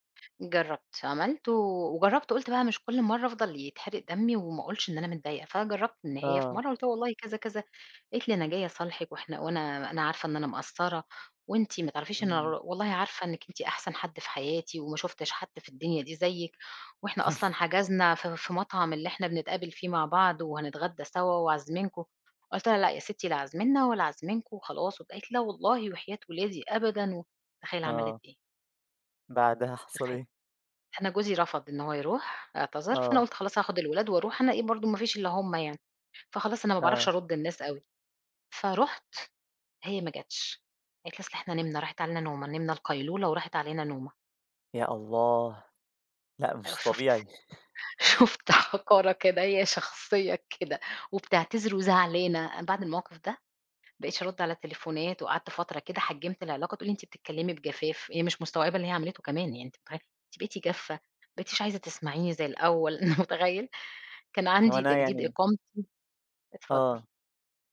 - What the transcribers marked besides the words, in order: laugh; tapping; unintelligible speech; laughing while speaking: "شُفت حقارة كده، هي شخصية كده!"; chuckle; laugh; laughing while speaking: "متخيل!"
- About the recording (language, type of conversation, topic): Arabic, advice, إزاي بتحس لما ما بتحطّش حدود واضحة في العلاقات اللي بتتعبك؟